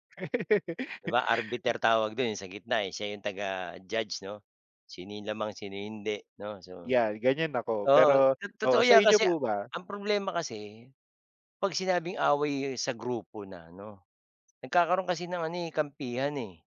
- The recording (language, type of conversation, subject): Filipino, unstructured, Ano-ano ang mga paraan para maiwasan ang away sa grupo?
- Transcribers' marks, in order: laugh; other background noise; in English: "arbiter"